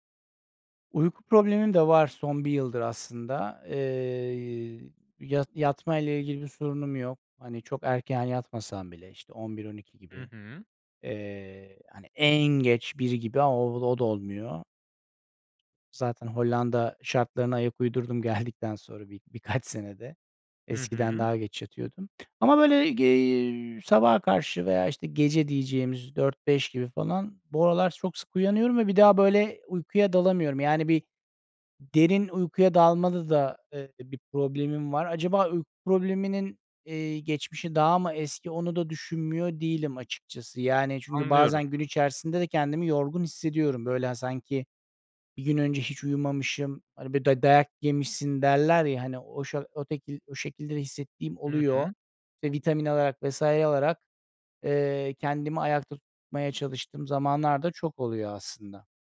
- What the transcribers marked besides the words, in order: none
- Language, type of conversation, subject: Turkish, advice, Konsantrasyon ve karar verme güçlüğü nedeniyle günlük işlerde zorlanıyor musunuz?